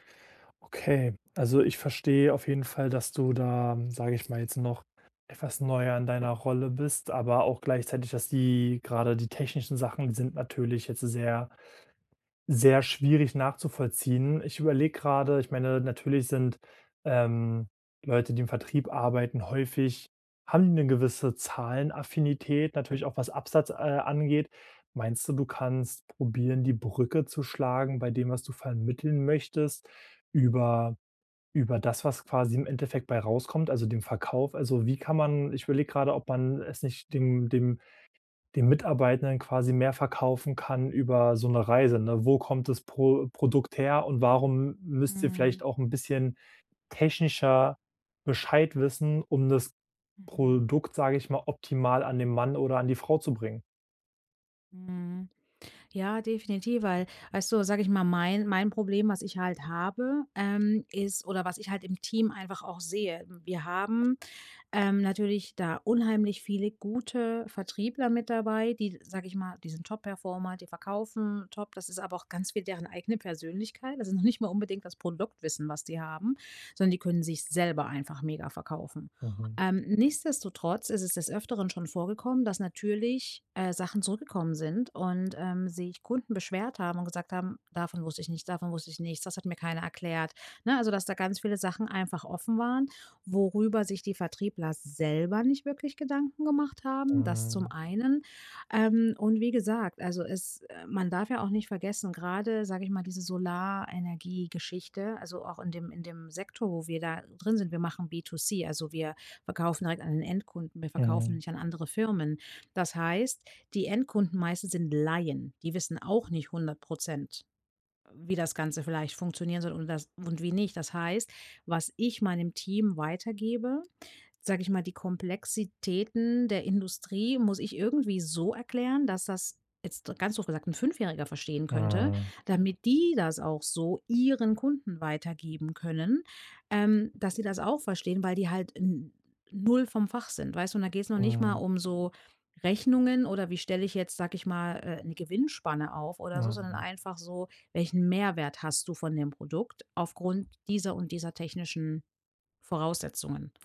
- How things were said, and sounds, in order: other background noise; stressed: "selber"; stressed: "selber"; stressed: "Laien"; stressed: "die"; stressed: "ihren"
- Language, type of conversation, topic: German, advice, Wie erkläre ich komplexe Inhalte vor einer Gruppe einfach und klar?